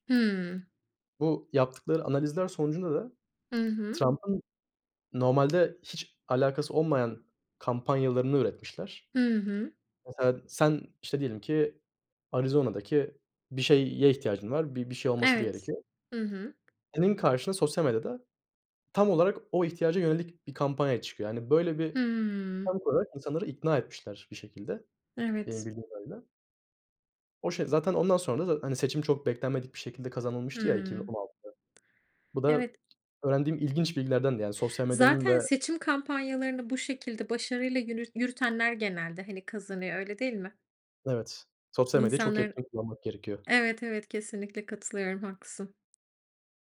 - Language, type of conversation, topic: Turkish, unstructured, Hayatında öğrendiğin en ilginç bilgi neydi?
- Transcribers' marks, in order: other background noise; tapping